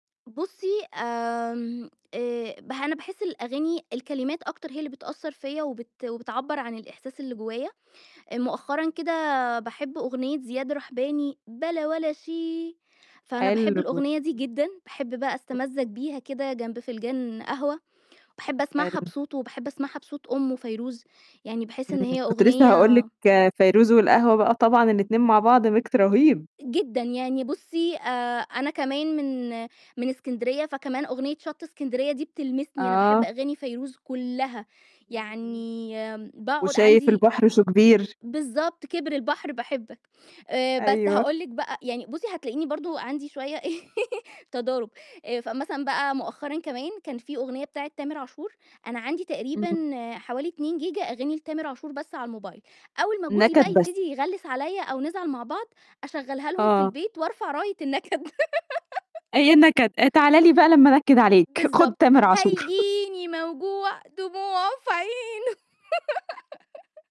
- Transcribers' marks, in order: singing: "بلا ولا شي"; "فنجان" said as "فلجان"; distorted speech; in English: "Mikt"; "Mix" said as "Mikt"; laugh; laughing while speaking: "النكد"; laugh; singing: "هيجيني موجوع دموعُه في عينُه"; chuckle; laughing while speaking: "دموعُه في عينُه"; laugh
- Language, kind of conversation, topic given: Arabic, podcast, إزاي ذوقك في الموسيقى اتغيّر مع الوقت؟